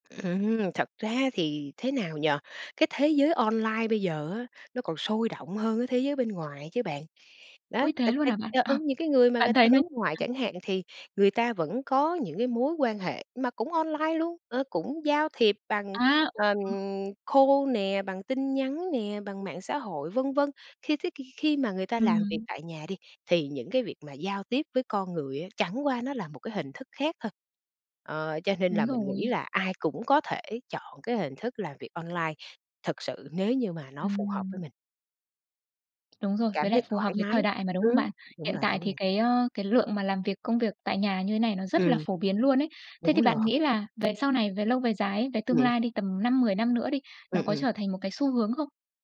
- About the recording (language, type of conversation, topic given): Vietnamese, podcast, Bạn nghĩ gì về làm việc từ xa so với làm việc tại văn phòng?
- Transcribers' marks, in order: other background noise; unintelligible speech; unintelligible speech; in English: "call"; unintelligible speech; tapping